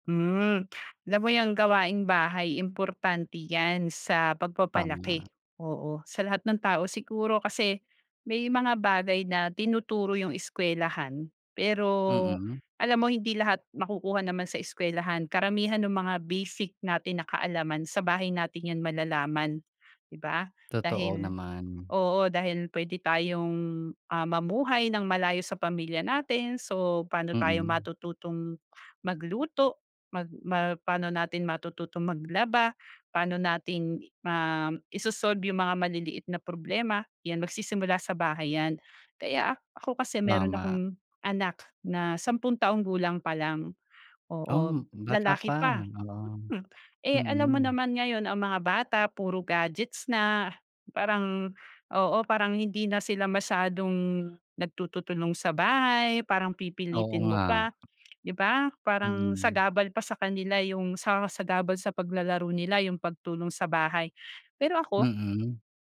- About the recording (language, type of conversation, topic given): Filipino, podcast, Paano ninyo hinihikayat ang mga bata na tumulong sa mga gawaing bahay?
- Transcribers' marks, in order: none